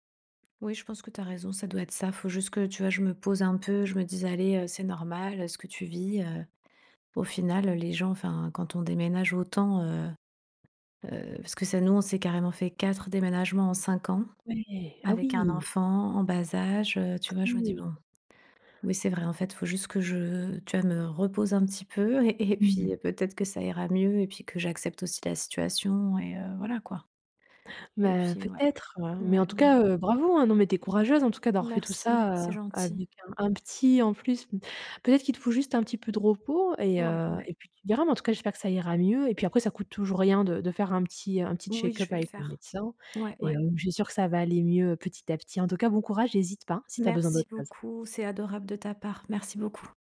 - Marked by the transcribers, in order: other background noise; tapping
- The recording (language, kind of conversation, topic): French, advice, Pourquoi suis-je constamment fatigué(e) malgré mes efforts alimentaires ?
- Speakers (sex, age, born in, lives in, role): female, 35-39, France, Germany, advisor; female, 40-44, France, Spain, user